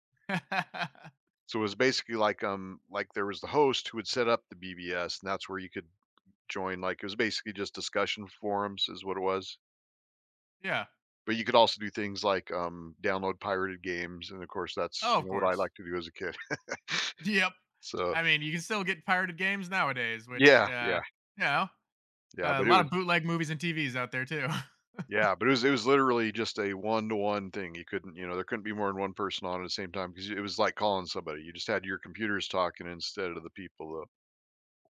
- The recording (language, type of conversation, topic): English, unstructured, How have major inventions throughout history shaped the way we live today?
- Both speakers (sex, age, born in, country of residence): male, 35-39, United States, United States; male, 55-59, United States, United States
- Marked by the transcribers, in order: laugh; laugh; laugh; tapping